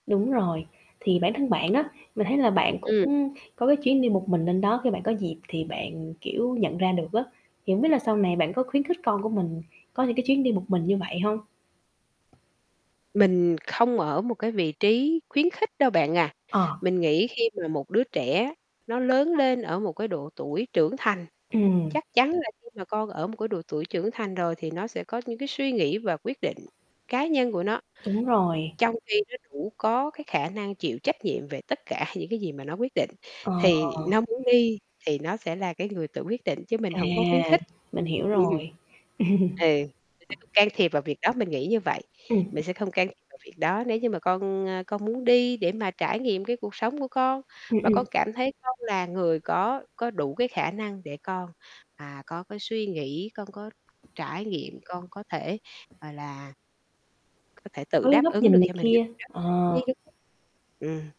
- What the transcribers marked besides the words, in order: static; tapping; distorted speech; other background noise; laughing while speaking: "Ừm"; laugh; unintelligible speech
- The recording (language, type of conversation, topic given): Vietnamese, podcast, Bạn đã từng đi một mình suốt cả chuyến đi chưa, và cảm giác của bạn lúc đó ra sao?